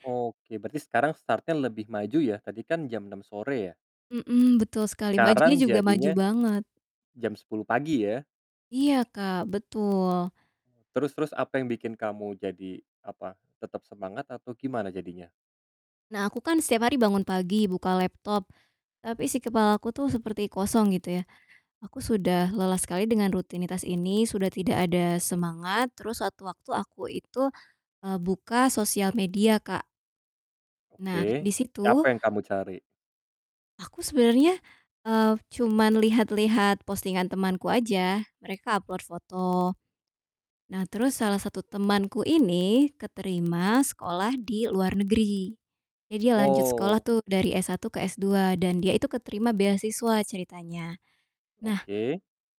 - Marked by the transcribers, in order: in English: "start-nya"; distorted speech; other background noise
- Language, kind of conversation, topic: Indonesian, podcast, Bagaimana kamu tetap termotivasi saat belajar terasa sulit?
- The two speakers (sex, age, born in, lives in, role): female, 25-29, Indonesia, Indonesia, guest; male, 30-34, Indonesia, Indonesia, host